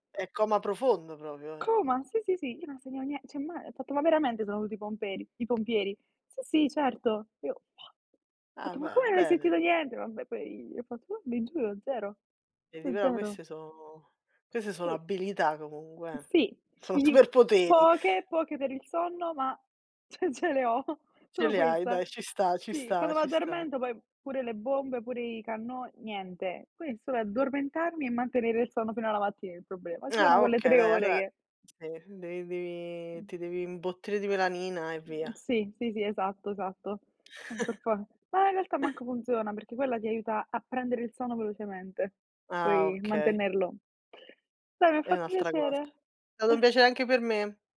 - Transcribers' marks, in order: laughing while speaking: "ce le ho"; chuckle; chuckle
- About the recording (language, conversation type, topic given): Italian, unstructured, In che modo il sonno influisce sul tuo umore?